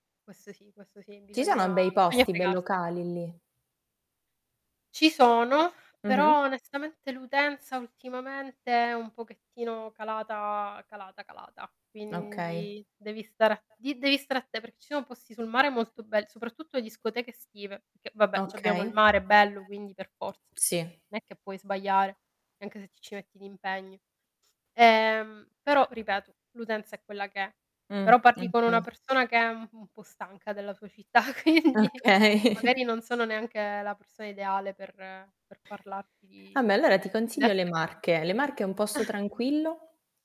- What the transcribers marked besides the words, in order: distorted speech; background speech; tapping; "Non" said as "n"; other background noise; laughing while speaking: "Okay"; laughing while speaking: "quindi"; "Vabbè" said as "ambè"; unintelligible speech; chuckle
- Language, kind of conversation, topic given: Italian, unstructured, Che cosa fai di solito nel weekend?